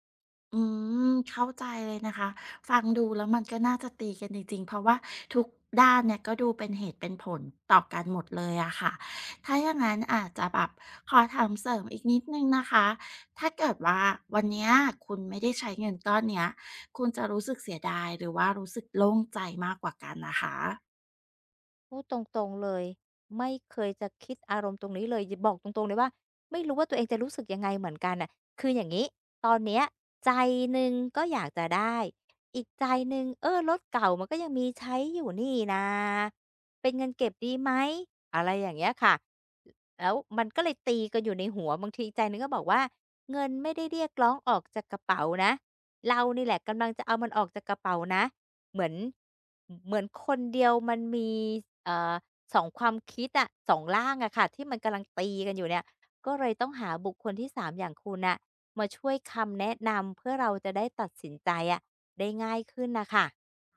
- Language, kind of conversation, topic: Thai, advice, จะจัดลำดับความสำคัญระหว่างการใช้จ่ายเพื่อความสุขตอนนี้กับการออมเพื่ออนาคตได้อย่างไร?
- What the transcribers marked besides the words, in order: tapping; other background noise